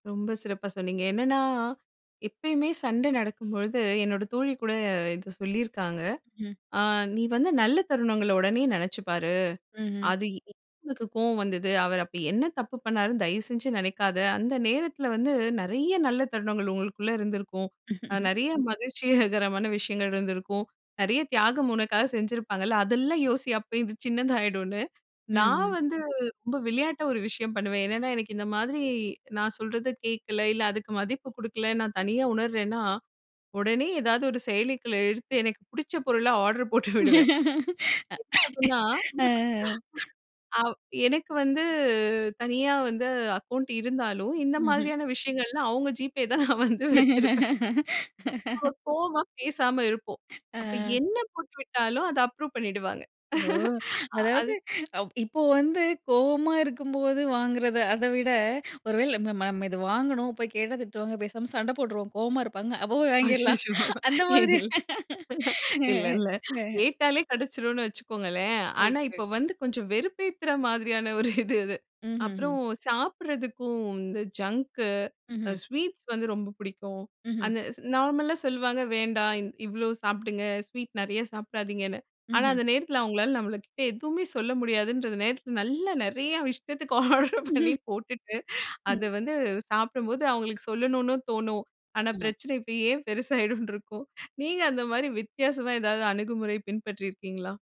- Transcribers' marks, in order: unintelligible speech; laugh; laugh; cough; laughing while speaking: "அவுங்க GPay தான் நான் வந்து வச்சிருப்பேன்"; laugh; chuckle; laughing while speaking: "அய்யயோ! இல்ல. இல்ல இல்ல"; laugh; chuckle; chuckle; snort
- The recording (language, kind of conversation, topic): Tamil, podcast, தனிமை உணர்வு வந்தால் நீங்கள் என்ன செய்கிறீர்கள்?